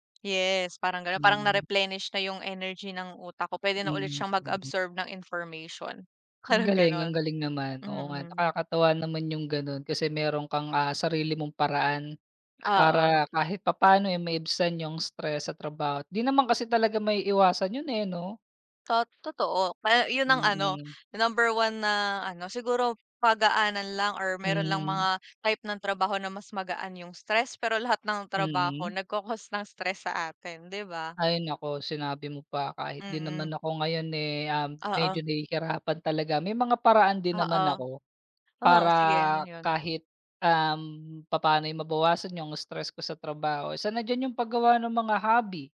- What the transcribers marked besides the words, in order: laughing while speaking: "parang"
- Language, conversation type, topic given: Filipino, unstructured, Paano mo hinaharap ang pagkapuwersa at pag-aalala sa trabaho?
- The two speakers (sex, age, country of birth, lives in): female, 25-29, Philippines, Philippines; male, 30-34, Philippines, Philippines